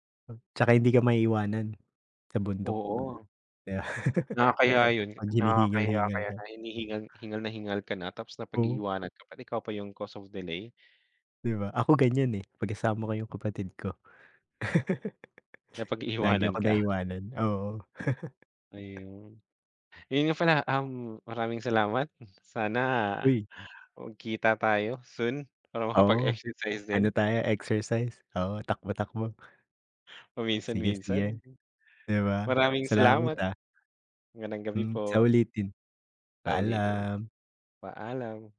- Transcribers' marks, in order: other background noise; chuckle; chuckle; chuckle
- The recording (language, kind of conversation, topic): Filipino, unstructured, Paano mo nahahanap ang motibasyon para mag-ehersisyo?